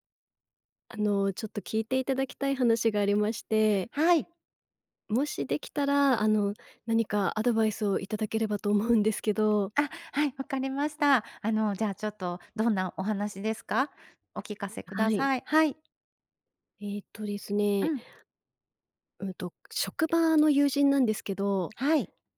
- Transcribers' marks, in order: none
- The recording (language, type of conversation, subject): Japanese, advice, 友人の付き合いで断れない飲み会の誘いを上手に断るにはどうすればよいですか？
- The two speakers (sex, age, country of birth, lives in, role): female, 35-39, Japan, Japan, user; female, 50-54, Japan, Japan, advisor